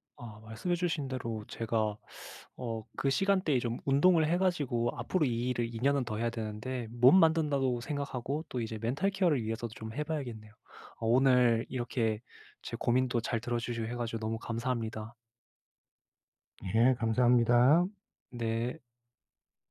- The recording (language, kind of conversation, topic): Korean, advice, 아침에 더 개운하게 일어나려면 어떤 간단한 방법들이 있을까요?
- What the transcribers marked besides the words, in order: in English: "멘탈 케어를"